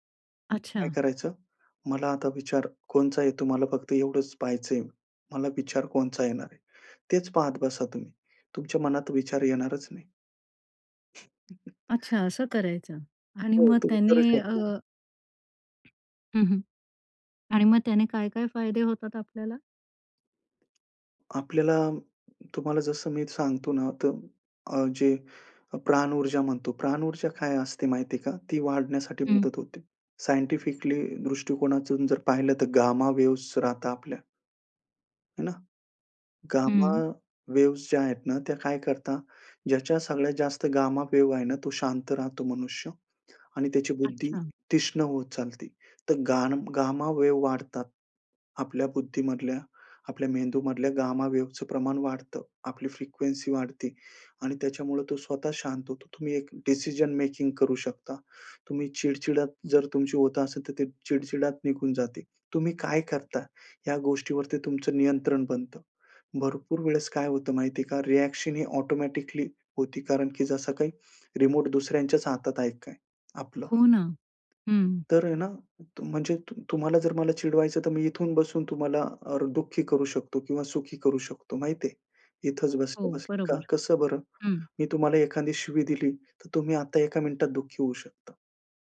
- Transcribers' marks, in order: other background noise; tapping; other noise; in English: "रिॲक्शन"
- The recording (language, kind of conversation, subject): Marathi, podcast, निसर्गात ध्यान कसे सुरू कराल?